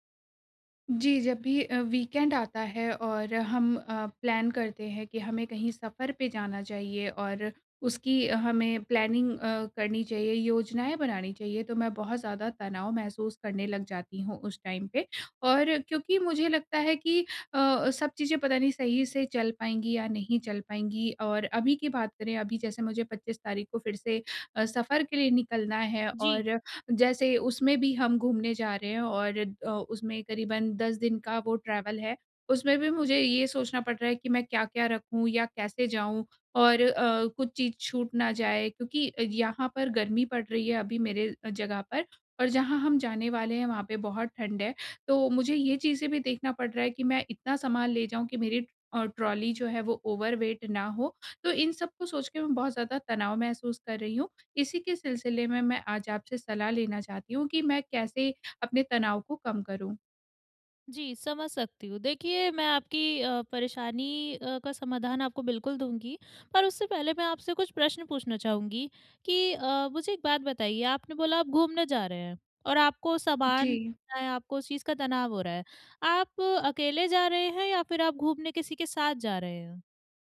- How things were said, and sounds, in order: in English: "वीकेंड"; in English: "प्लान"; in English: "प्लानिंग"; in English: "टाइम"; in English: "ट्रैवल"; tapping; in English: "ट्रॉली"; in English: "ओवरवेट"
- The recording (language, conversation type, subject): Hindi, advice, यात्रा या सप्ताहांत के दौरान तनाव कम करने के तरीके